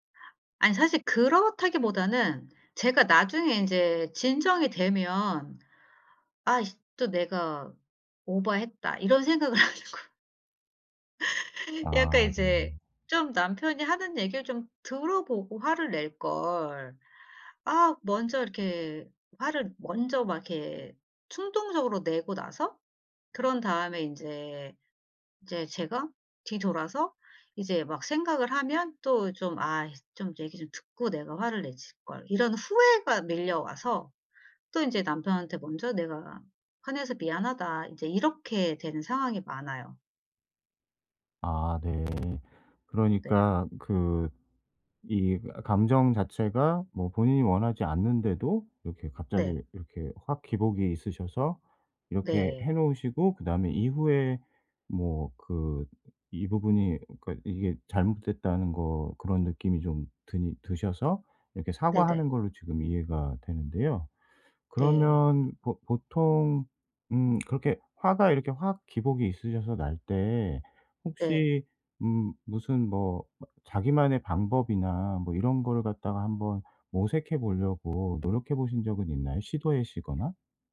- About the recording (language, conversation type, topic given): Korean, advice, 감정을 더 잘 조절하고 상대에게 더 적절하게 반응하려면 어떻게 해야 할까요?
- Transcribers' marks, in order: laughing while speaking: "하는 거"; other background noise; tapping; "시도하시거나" said as "시도해시거나"